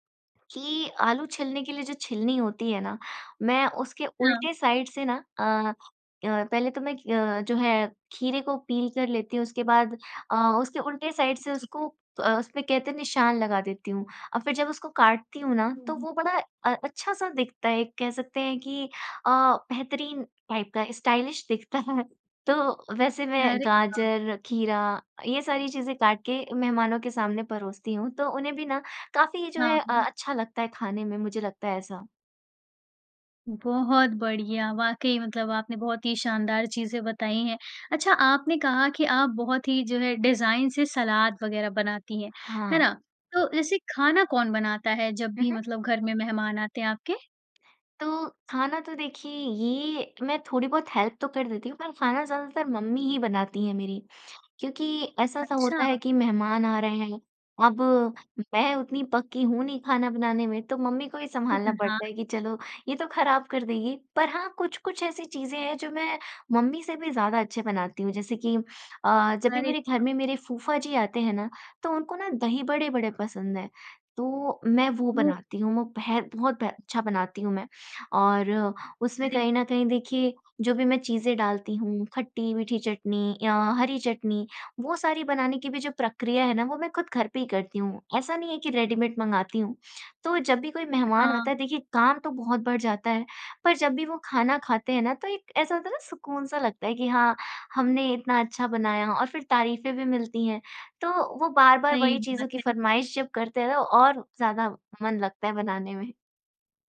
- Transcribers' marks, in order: in English: "साइड"; in English: "पील"; in English: "साइड"; in English: "टाइप"; in English: "स्टाइलिश"; laughing while speaking: "है"; in English: "डिज़ाइन"; in English: "हेल्प"; chuckle; in English: "रेडीमेड"
- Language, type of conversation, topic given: Hindi, podcast, मेहमान आने पर आप आम तौर पर खाना किस क्रम में और कैसे परोसते हैं?